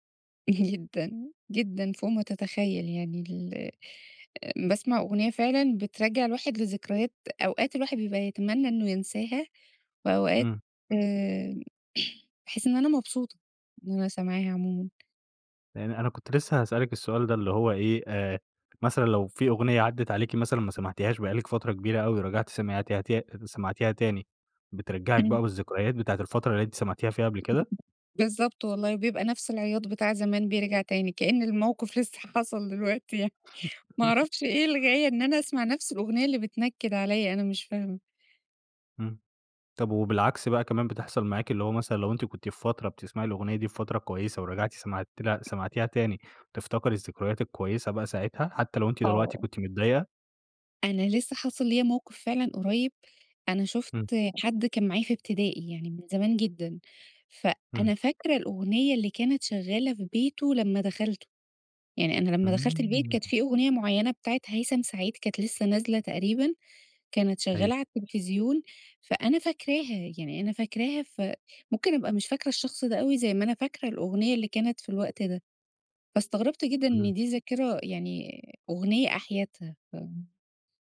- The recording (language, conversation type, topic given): Arabic, podcast, إيه أول أغنية خلتك تحب الموسيقى؟
- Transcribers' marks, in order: laughing while speaking: "جدًا"; throat clearing; tapping; other background noise; laugh